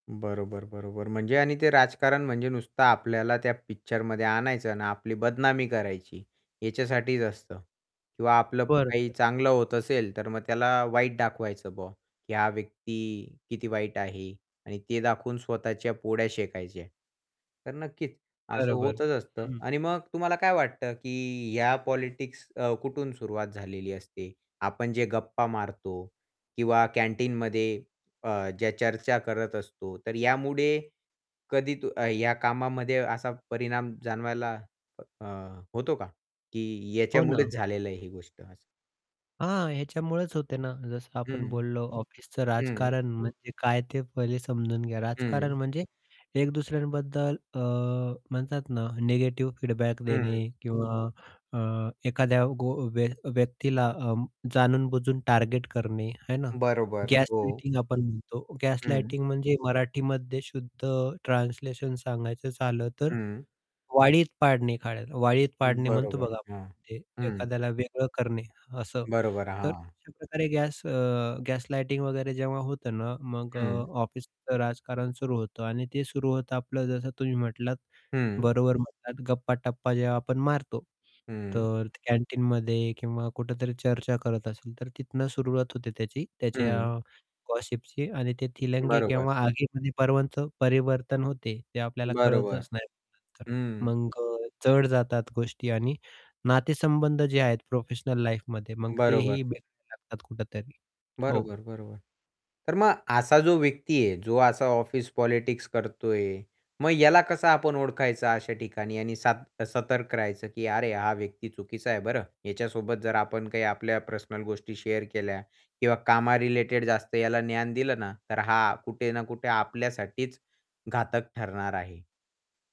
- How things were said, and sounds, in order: static; distorted speech; in English: "पॉलिटिक्स"; in English: "फीडबॅक"; tapping; in English: "प्रोफेशनल लाईफमध्ये"; in English: "पॉलिटिक्स"; in English: "शेअर"
- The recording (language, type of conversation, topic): Marathi, podcast, ऑफिसमधील राजकारण प्रभावीपणे कसे हाताळावे?